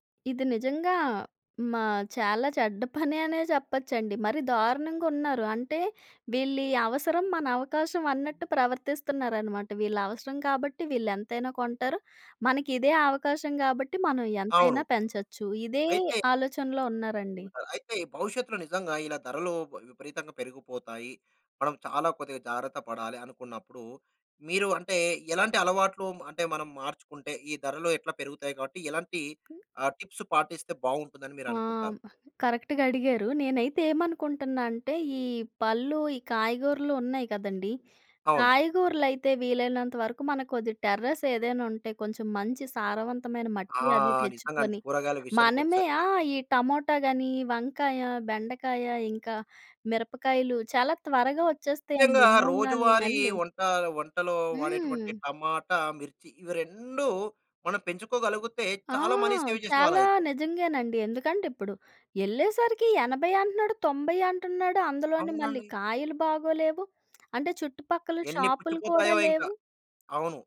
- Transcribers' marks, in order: laughing while speaking: "అనే"; in English: "టిప్స్"; tapping; in English: "కరెక్ట్‌గా"; in English: "టెర్రస్"; in English: "మనీ సేవ్"; drawn out: "ఆ!"
- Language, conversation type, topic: Telugu, podcast, బజార్‌లో ధరలు ఒక్కసారిగా మారి గందరగోళం ఏర్పడినప్పుడు మీరు ఏమి చేశారు?